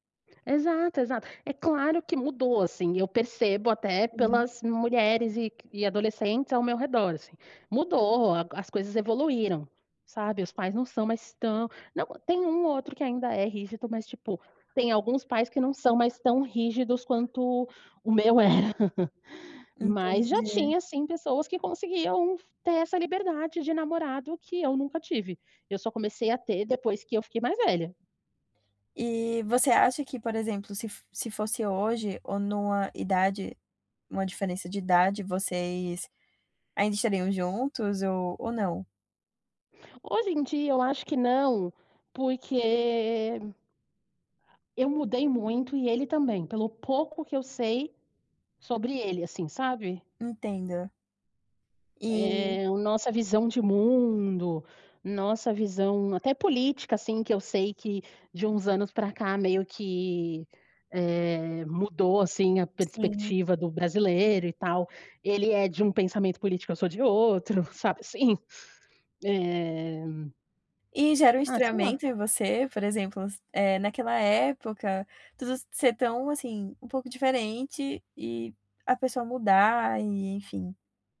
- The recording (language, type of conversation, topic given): Portuguese, podcast, Que faixa marcou seu primeiro amor?
- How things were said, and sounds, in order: laughing while speaking: "era"; chuckle; tapping; other background noise; drawn out: "Eh"